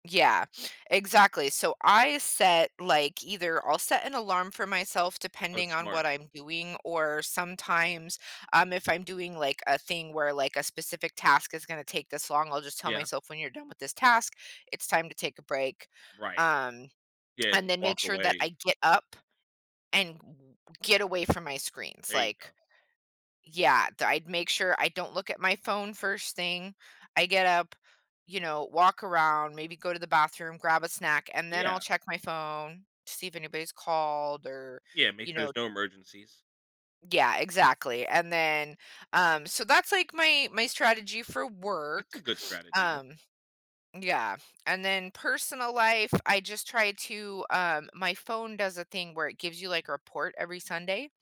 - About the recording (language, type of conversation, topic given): English, unstructured, What are your strategies for limiting screen time while still staying connected with friends and family?
- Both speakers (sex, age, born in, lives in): female, 40-44, United States, United States; male, 35-39, United States, United States
- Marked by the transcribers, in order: other background noise